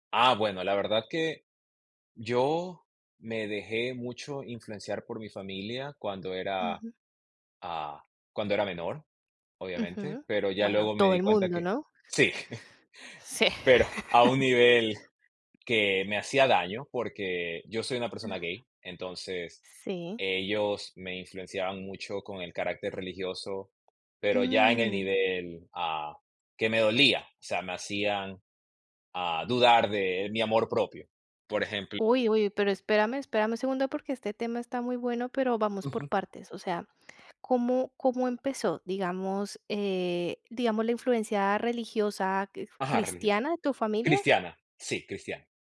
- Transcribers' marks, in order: chuckle
- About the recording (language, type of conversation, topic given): Spanish, podcast, ¿Cómo manejaste las opiniones de tus amigos y tu familia cuando hiciste un cambio importante?